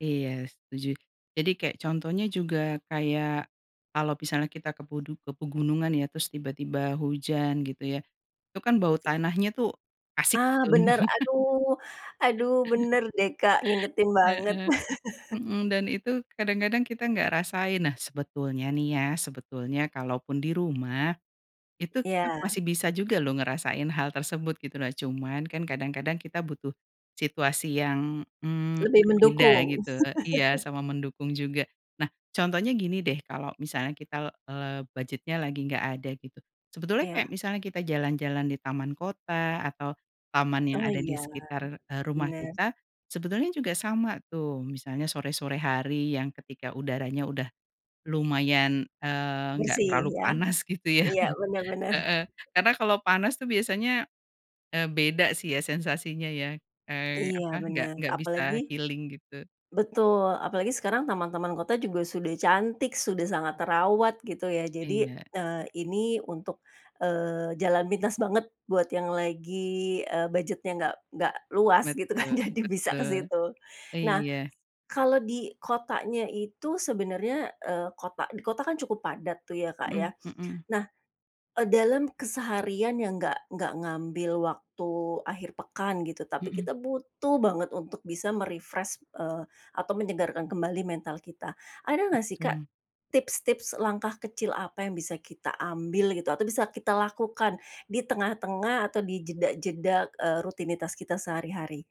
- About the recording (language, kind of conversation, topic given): Indonesian, podcast, Bagaimana alam membantu kesehatan mentalmu berdasarkan pengalamanmu?
- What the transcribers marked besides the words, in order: other noise; laugh; chuckle; other background noise; laugh; tapping; laughing while speaking: "enggak terlalu panas, gitu ya"; laughing while speaking: "benar"; in English: "healing"; laughing while speaking: "gitu kan jadi"; stressed: "butuh"; in English: "me-refresh"